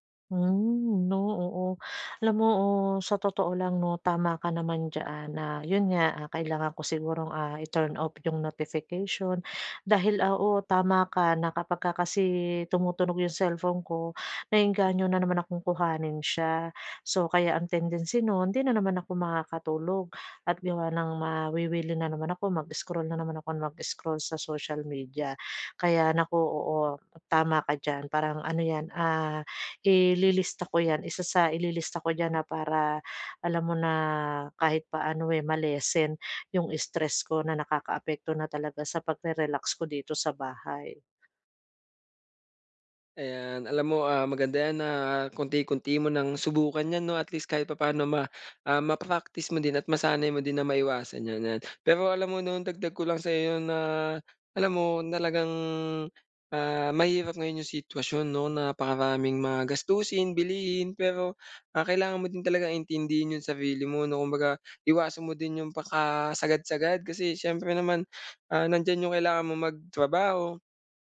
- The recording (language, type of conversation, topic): Filipino, advice, Paano ako makakapagpahinga at makapag-relaks sa bahay kapag sobrang stress?
- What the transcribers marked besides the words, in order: none